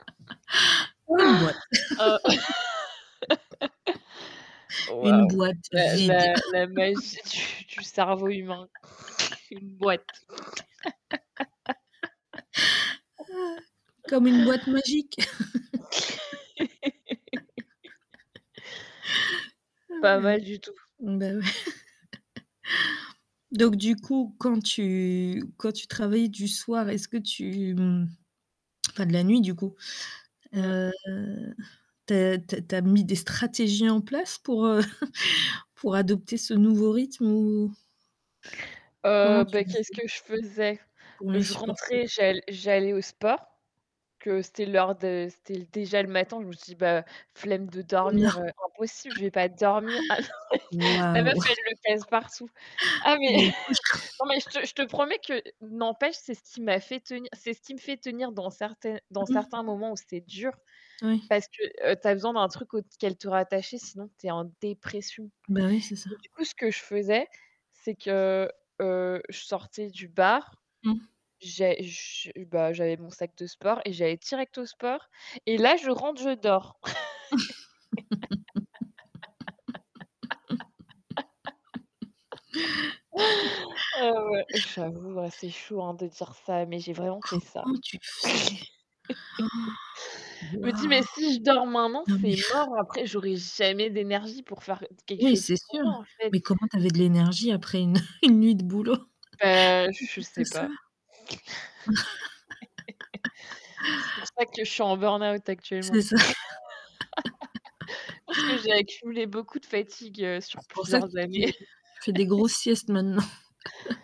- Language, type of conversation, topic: French, unstructured, Préféreriez-vous être une personne du matin ou du soir si vous deviez choisir pour le reste de votre vie ?
- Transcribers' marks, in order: chuckle; laugh; chuckle; laughing while speaking: "du"; stressed: "vide"; laugh; groan; snort; chuckle; chuckle; laugh; groan; chuckle; other background noise; drawn out: "heu"; chuckle; distorted speech; static; chuckle; chuckle; snort; chuckle; laugh; laugh; chuckle; gasp; snort; chuckle; laugh; chuckle; chuckle